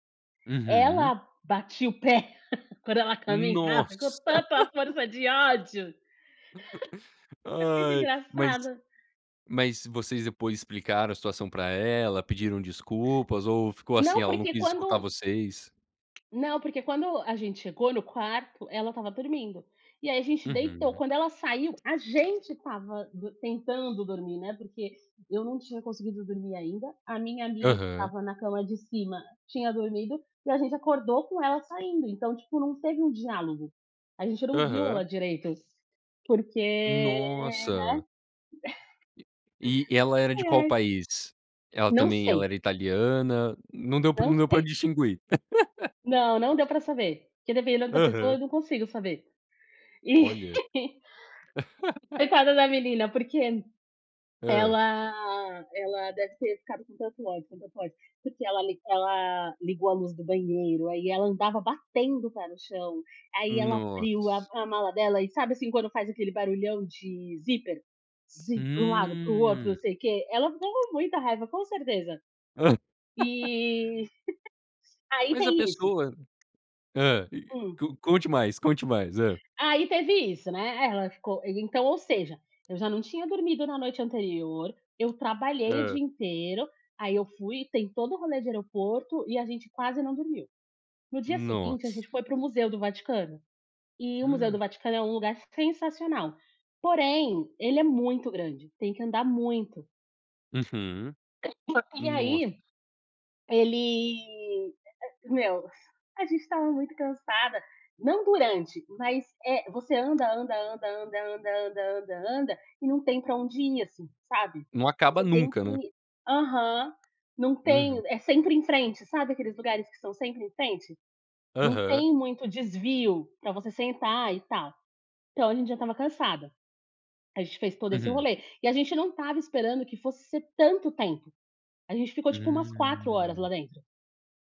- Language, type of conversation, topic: Portuguese, podcast, Qual foi o seu maior perrengue em uma viagem?
- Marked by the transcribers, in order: laugh; laughing while speaking: "caminhava"; laugh; laugh; tapping; chuckle; laugh; laughing while speaking: "E"; chuckle; other noise; laugh; laugh; other background noise; gasp; cough; drawn out: "Hum"